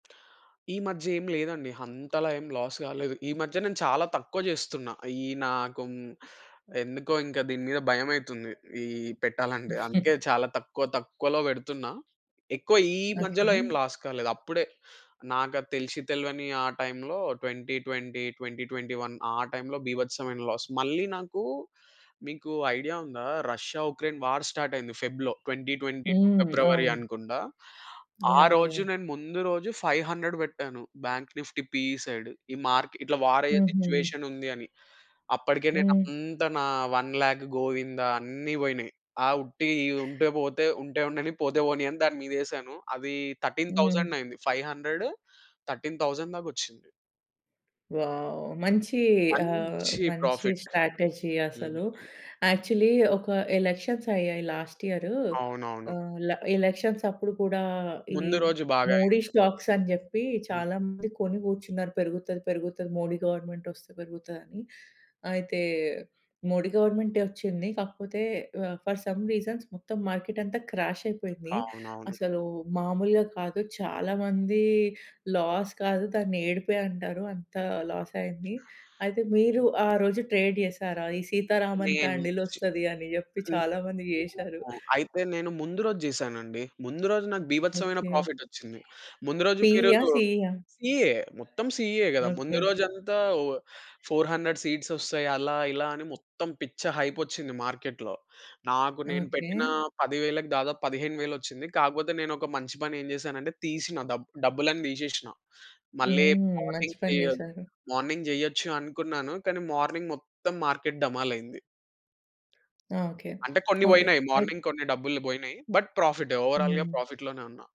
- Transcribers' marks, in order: in English: "లాస్"; chuckle; other background noise; tapping; in English: "లాస్"; in English: "ట్వెంటీ ట్వెంటీ ట్వెంటీ ట్వెంటీ వన్"; in English: "లాస్"; in English: "వార్ స్టార్ట్"; in English: "ఫెబ్‌లో. ట్వెంటీ ట్వెంటీ టూ ఫిబ్రవరి"; in English: "ఫైవ్ హండ్రెడ్"; in English: "బాంక్ నిఫ్టీ పీఇ సైడ్"; in English: "మార్క్"; in English: "థర్టీన్ థౌసండ్"; in English: "ఫైవ్ హండ్రెడ్, థర్టీన్ థౌసండ్"; in English: "వావ్!"; in English: "స్ట్రాటజీ"; in English: "ప్రాఫిట్"; in English: "యాక్చువల్లీ"; in English: "ఎలక్షన్స్"; in English: "లాస్ట్"; in English: "ఎలక్షన్స్"; in English: "మోడీ స్టాక్స్"; in English: "మోడీ గవర్నమెంట్"; in English: "ఫర్ సమ్ రీజన్స్"; in English: "మార్కెట్"; in English: "క్రాష్"; in English: "లాస్"; in English: "ట్రేడ్"; in English: "సీతారామన్ క్యాండిల్"; unintelligible speech; in English: "సిఇఏ"; in English: "సీఇఏ"; in English: "పీఇ"; in English: "సిఇ"; in English: "ఫోర్ హండ్రెడ్ సీట్స్"; in English: "మార్నింగ్"; in English: "మార్నింగ్"; in English: "మార్నింగ్"; in English: "మార్కెట్"; lip smack; in English: "మార్నింగ్"; in English: "బట్"; in English: "ఓవరాల్‌గా"
- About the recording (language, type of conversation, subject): Telugu, podcast, కాలక్రమంలో మీకు పెద్ద లాభం తీసుకొచ్చిన చిన్న ఆర్థిక నిర్ణయం ఏది?